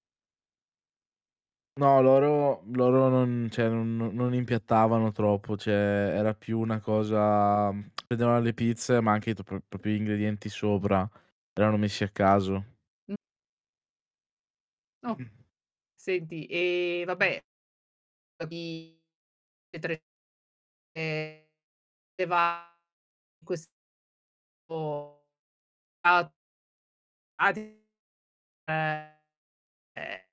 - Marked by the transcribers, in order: tapping; "cioè" said as "ceh"; "cioè" said as "ceh"; lip smack; "proprio" said as "propio"; unintelligible speech; static; throat clearing; distorted speech; other noise; unintelligible speech; unintelligible speech; unintelligible speech; mechanical hum
- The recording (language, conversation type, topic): Italian, podcast, Quale esperienza creativa ti ha fatto crescere di più?